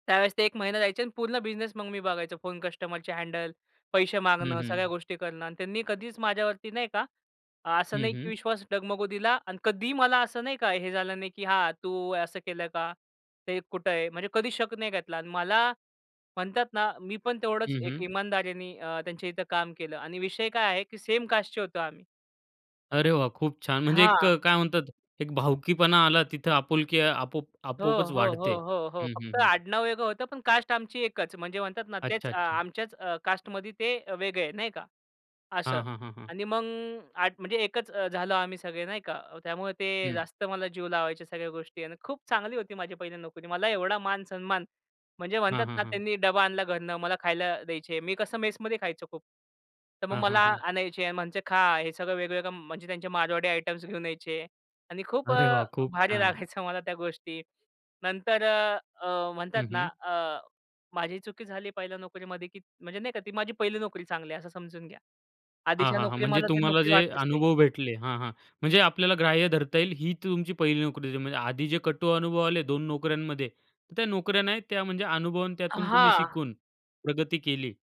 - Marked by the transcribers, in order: in English: "हँडल"; in English: "कास्टचे"; in English: "कास्ट"; in English: "कास्टमध्ये"; "म्हणायचे" said as "म्हणचे"; other background noise; laughing while speaking: "भारी लागायचं"
- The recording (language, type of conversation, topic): Marathi, podcast, पहिली नोकरी लागल्यानंतर तुम्हाला काय वाटलं?